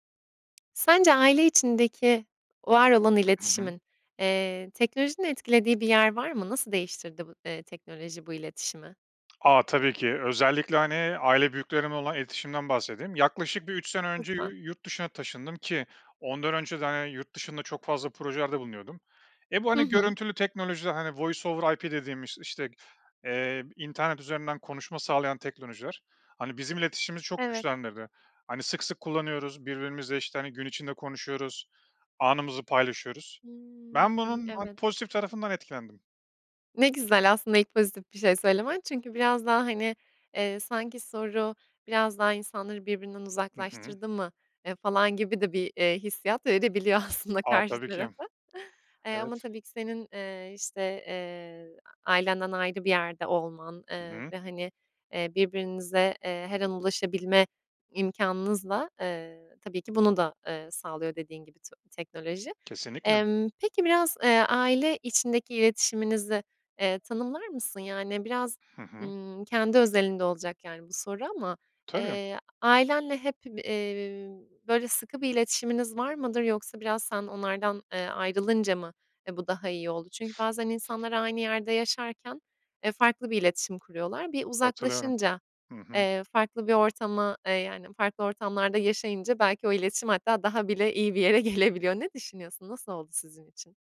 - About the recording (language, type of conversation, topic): Turkish, podcast, Teknoloji aile içi iletişimi sizce nasıl değiştirdi?
- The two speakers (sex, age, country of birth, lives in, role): female, 25-29, Turkey, Italy, host; male, 35-39, Turkey, Estonia, guest
- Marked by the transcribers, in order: tapping; in English: "Voice over IP"; drawn out: "Hımm"; laughing while speaking: "aslında"; other background noise; laughing while speaking: "gelebiliyor"